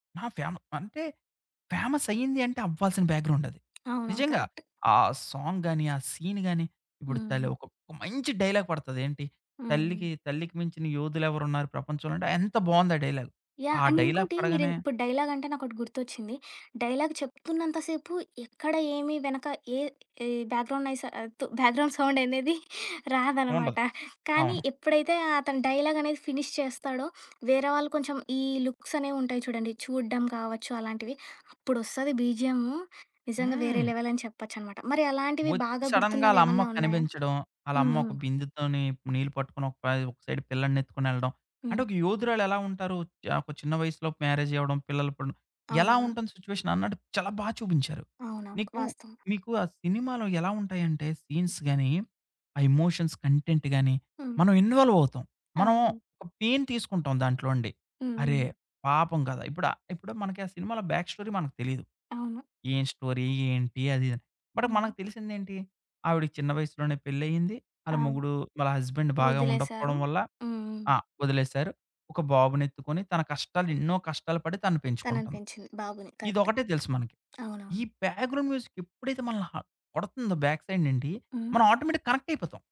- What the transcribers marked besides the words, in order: in English: "ఫేమస్"; in English: "బ్యాక్గ్రౌండ్"; tapping; in English: "కరెక్ట్"; in English: "సాంగ్"; in English: "డైలాగ్"; in English: "డైలాగ్"; in English: "అండ్"; in English: "డైలాగ్"; in English: "బ్యాక్గ్రౌండ్"; in English: "బ్యాక్గ్రౌండ్ సౌండ్"; in English: "ఫినీష్"; in English: "లెవెల్"; in English: "సడెన్‌గా"; in English: "సైడ్"; other background noise; in English: "సీన్స్"; in English: "ఎమోషన్స్ కంటెంట్"; in English: "పెయిన్"; in English: "బ్యాక్ స్టోరీ"; in English: "స్టోరీ?"; in English: "బట్"; in English: "హస్బెండ్"; in English: "బ్యాక్గ్రౌండ్ మ్యూజిక్"; in English: "కరెక్ట్"; in English: "బ్యాక్ సైడ్"; in English: "ఆటోమేట్టిక్‌గా"
- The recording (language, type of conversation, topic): Telugu, podcast, సౌండ్‌ట్రాక్ ఒక సినిమాకు ఎంత ప్రభావం చూపుతుంది?